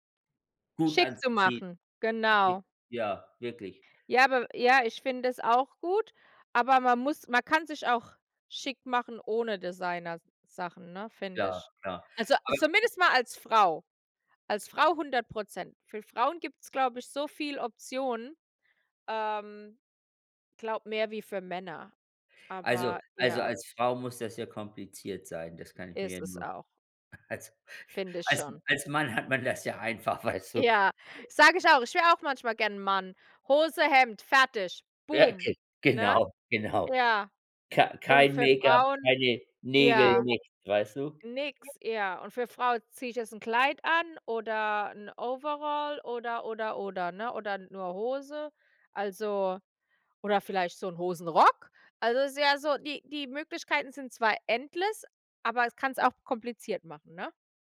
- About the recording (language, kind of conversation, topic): German, unstructured, Wie würdest du deinen Stil beschreiben?
- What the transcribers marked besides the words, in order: laughing while speaking: "als"; laughing while speaking: "weißt"; stressed: "Hosenrock?"; in English: "endless"